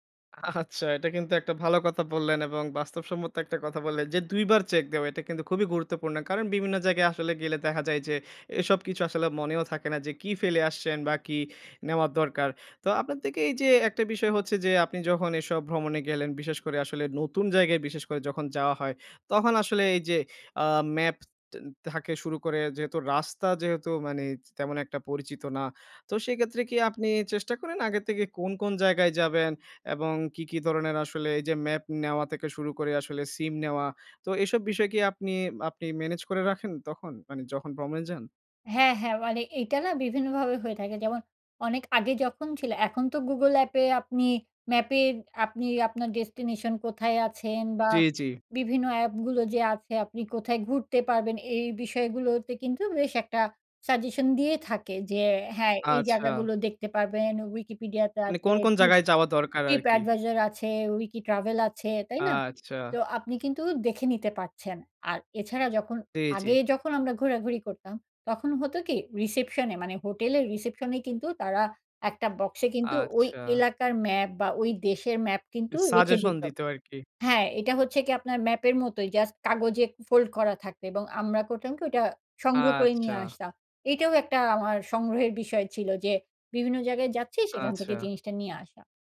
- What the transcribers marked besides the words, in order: laughing while speaking: "আচ্ছা"; other background noise; tapping
- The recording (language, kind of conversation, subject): Bengali, podcast, ভ্রমণে তোমার সবচেয়ে বড় ভুলটা কী ছিল, আর সেখান থেকে তুমি কী শিখলে?